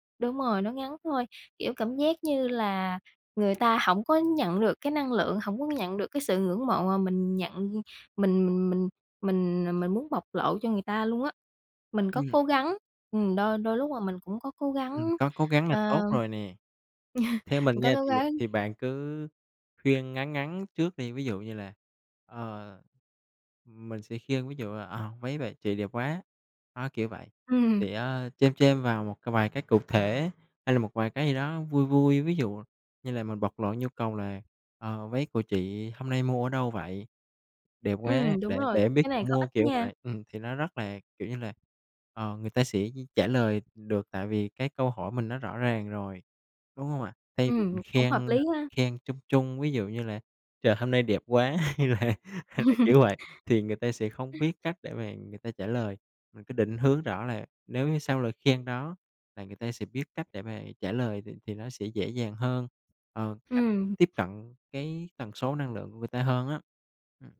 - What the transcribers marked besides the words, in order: tapping; chuckle; other background noise; laughing while speaking: "hay là"; laugh; other noise
- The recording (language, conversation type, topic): Vietnamese, advice, Làm thế nào để khen ngợi hoặc ghi nhận một cách chân thành để động viên người khác?